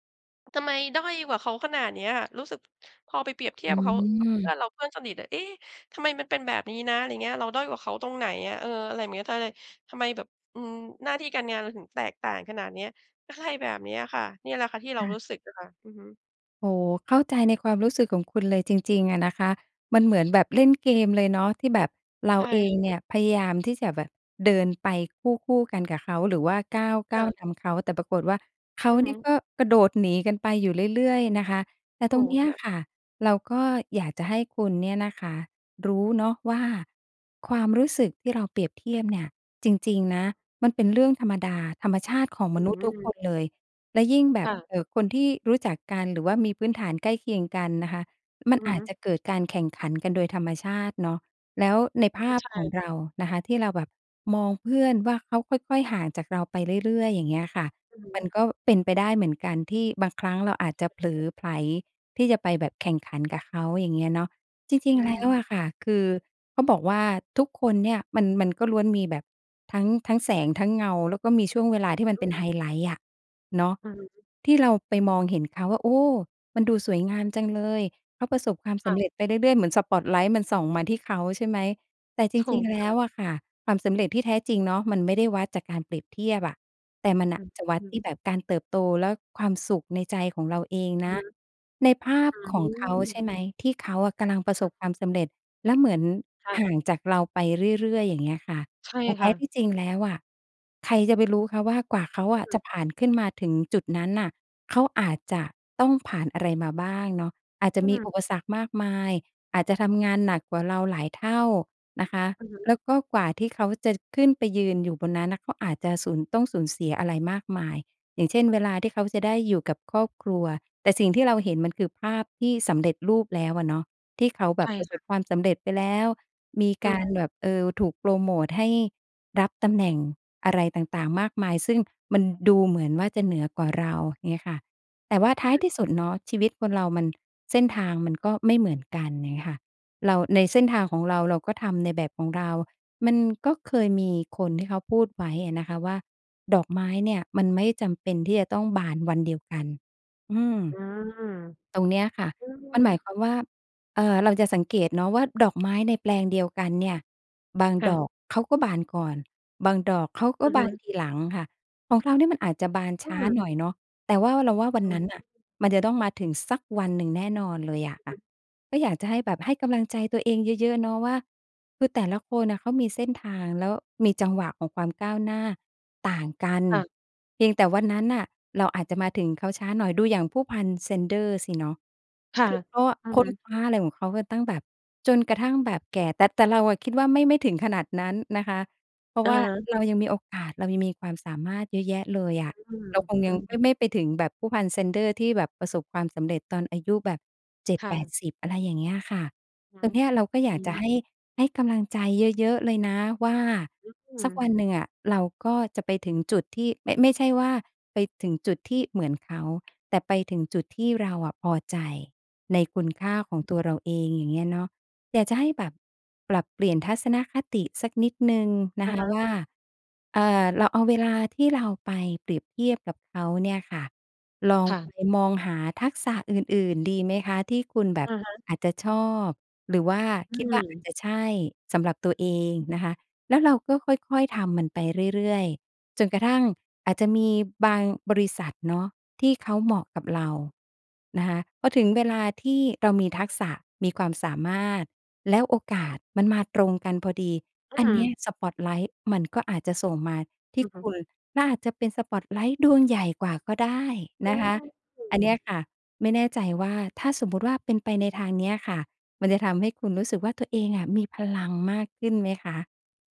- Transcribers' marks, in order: "ทำไม" said as "ทะไล"; other noise; background speech; stressed: "สัก"
- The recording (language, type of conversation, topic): Thai, advice, ฉันควรทำอย่างไรเมื่อชอบเปรียบเทียบตัวเองกับคนอื่นและกลัวว่าจะพลาดสิ่งดีๆ?